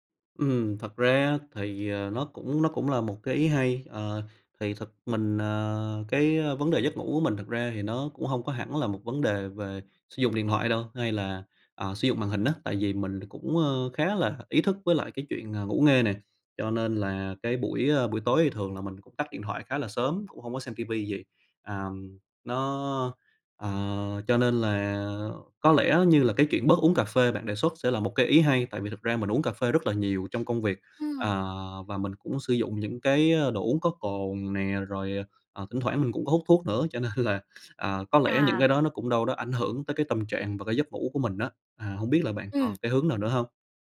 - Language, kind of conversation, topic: Vietnamese, advice, Bạn đang tự kỷ luật quá khắt khe đến mức bị kiệt sức như thế nào?
- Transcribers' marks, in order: tapping; other background noise; laughing while speaking: "nên"; sniff